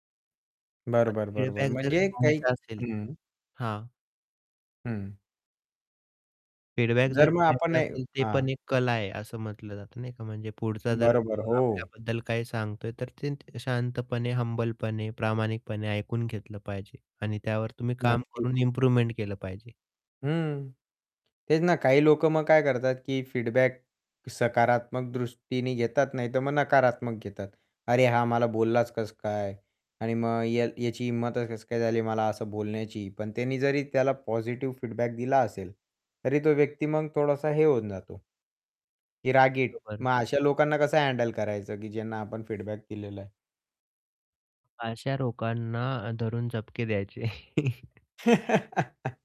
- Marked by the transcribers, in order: static; unintelligible speech; in English: "फीडबॅक"; distorted speech; tapping; in English: "इम्प्रूव्हमेंट"; in English: "फीडबॅक"; in English: "फीडबॅक"; other background noise; in English: "फीडबॅक"; "लोकांना" said as "रोकाणां"; laugh
- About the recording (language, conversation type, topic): Marathi, podcast, फीडबॅक देण्यासाठी आणि स्वीकारण्यासाठी कोणती पद्धत अधिक उपयुक्त ठरते?